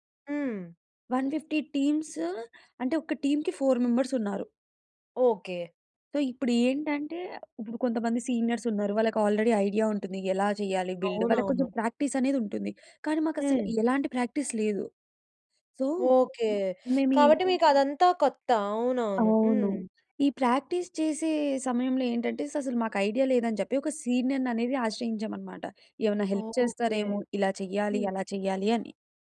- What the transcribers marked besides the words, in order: in English: "వన్ ఫిఫ్టీ"; in English: "టీమ్‌కి, ఫోర్ మెంబర్స్"; in English: "సో"; in English: "సీనియర్స్"; in English: "ఆల్రెడీ"; in English: "బిల్డ్"; in English: "ప్రాక్టీస్"; in English: "ప్రాక్టీస్"; teeth sucking; in English: "సో"; in English: "ప్రాక్టీస్"; "అసలు" said as "ససలు"; in English: "సీనియర్‌ని"; in English: "హెల్ప్"
- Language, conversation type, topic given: Telugu, podcast, ప్రాక్టీస్‌లో మీరు ఎదుర్కొన్న అతిపెద్ద ఆటంకం ఏమిటి, దాన్ని మీరు ఎలా దాటేశారు?